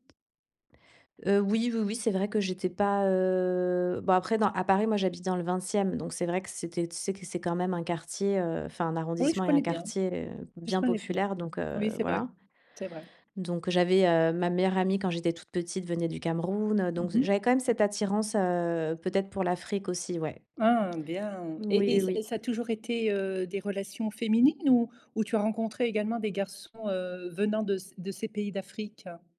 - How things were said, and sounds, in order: tapping; other background noise
- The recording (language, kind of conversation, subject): French, podcast, Peux-tu raconter une amitié née pendant un voyage ?